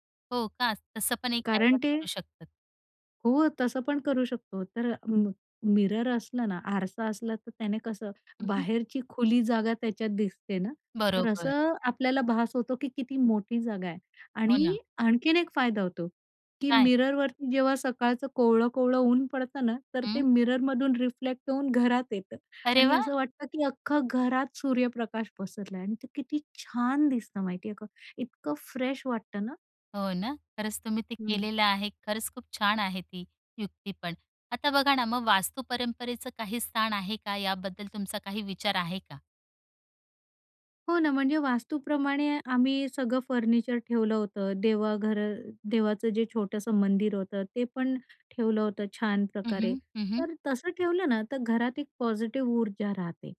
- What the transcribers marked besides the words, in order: in English: "डायव्हर्ट"; in English: "मिरर"; in English: "मिररवरती"; in English: "मिररमधून रिफ्लेक्ट"; in English: "फ्रेश"; in English: "पॉझिटिव्ह"
- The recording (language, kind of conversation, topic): Marathi, podcast, लहान घरात तुम्ही घर कसं अधिक आरामदायी करता?